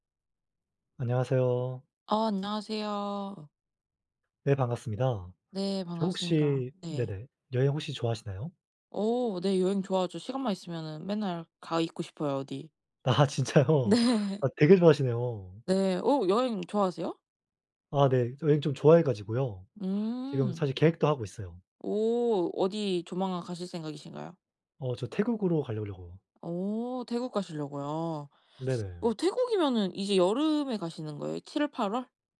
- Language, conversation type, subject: Korean, unstructured, 여행할 때 가장 중요하게 생각하는 것은 무엇인가요?
- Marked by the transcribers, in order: other background noise; laughing while speaking: "아 진짜요?"; laughing while speaking: "네"; "가려고" said as "갈렬려고"